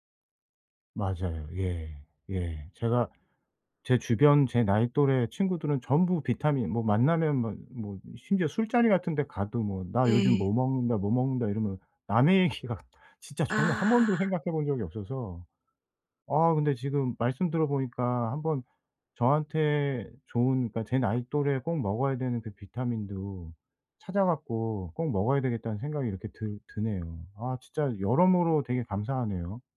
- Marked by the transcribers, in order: laughing while speaking: "얘기"
- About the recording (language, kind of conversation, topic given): Korean, advice, 충분히 잤는데도 아침에 계속 무기력할 때 어떻게 하면 더 활기차게 일어날 수 있나요?